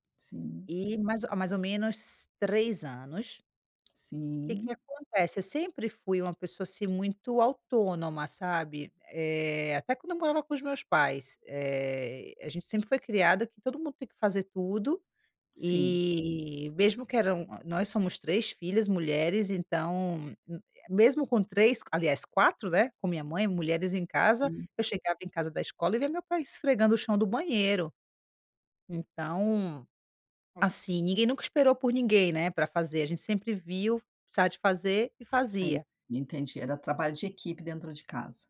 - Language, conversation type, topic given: Portuguese, advice, Como posso lidar com discussões frequentes com meu cônjuge sobre as responsabilidades domésticas?
- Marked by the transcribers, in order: tapping